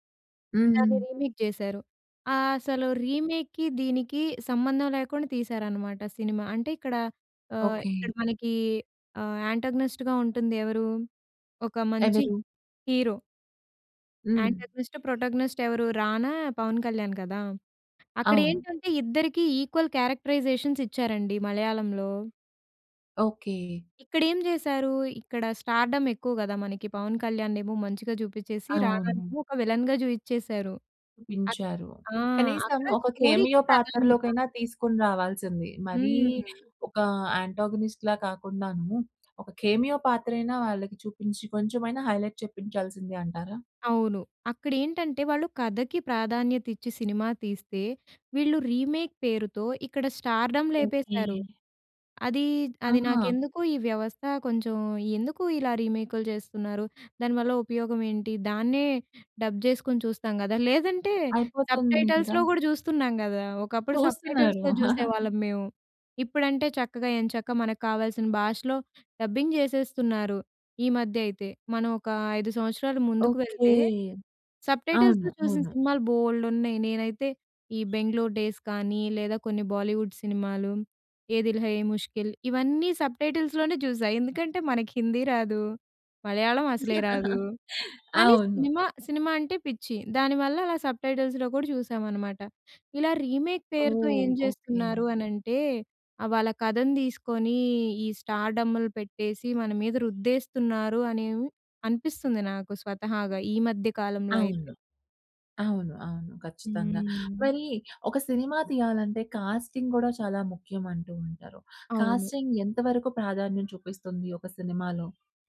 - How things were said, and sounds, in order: in English: "రీమేక్"; in English: "రీమేక్‌కి"; in English: "యాంటాగనిస్ట్‌గా"; in English: "హీరో"; in English: "యాంటాగనిస్ట్, ప్రోటాగోనిస్ట్"; in English: "ఈక్వల్ క్యారెక్టరైజేషన్స్"; in English: "స్టార్‌డమ్"; in English: "విలె‌న్‌గా"; in English: "కెమియో"; in English: "స్టోరీ‌కి"; in English: "యాంటాగనిస్ట్‌లా"; in English: "కెమియో"; in English: "హైలైట్"; in English: "రీమేక్"; in English: "స్టార్‌డమ్"; other background noise; in English: "డబ్"; in English: "సబ్‌టైటల్స్‌లో"; in English: "సబ్‌టైటల్స్‌లో"; chuckle; in English: "డబ్బింగ్"; in English: "సబ్‌టైటిల్స్‌తో"; in English: "బాలీవుడ్"; in English: "సబ్‌టైటిల్స్"; chuckle; in English: "సబ్‌టైటిల్స్‌లో"; in English: "రీమేక్"; in English: "కాస్టింగ్"; in English: "కాస్టింగ్"
- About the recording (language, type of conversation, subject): Telugu, podcast, రీమేక్‌లు సాధారణంగా అవసరమని మీరు నిజంగా భావిస్తారా?